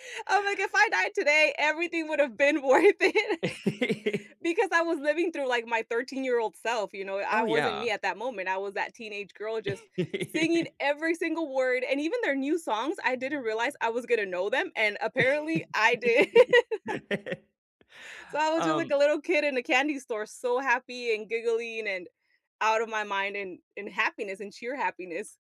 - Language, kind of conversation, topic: English, unstructured, Which concerts surprised you—for better or worse—and what made them unforgettable?
- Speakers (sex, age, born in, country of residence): female, 35-39, United States, United States; male, 35-39, United States, United States
- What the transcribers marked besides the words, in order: laughing while speaking: "worth it"; laugh; laugh; laugh; laughing while speaking: "did"; laugh; tapping